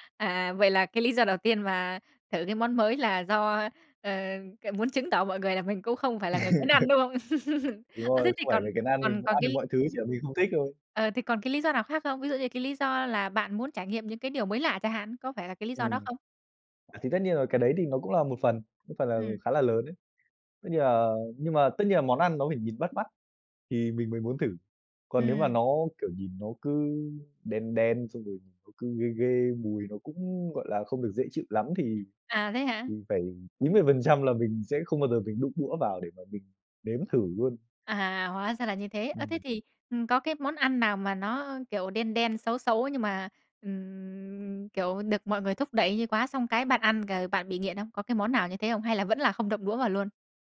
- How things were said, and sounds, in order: tapping; laugh; other background noise
- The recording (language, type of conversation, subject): Vietnamese, podcast, Bạn có thể kể về lần bạn thử một món ăn lạ và mê luôn không?